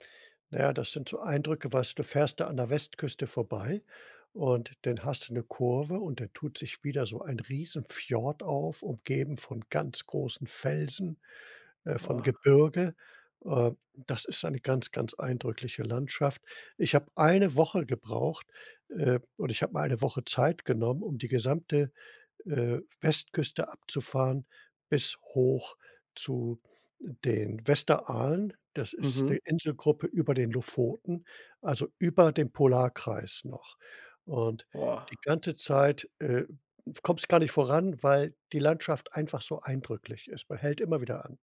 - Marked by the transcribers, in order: none
- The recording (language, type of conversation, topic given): German, podcast, Was war die eindrücklichste Landschaft, die du je gesehen hast?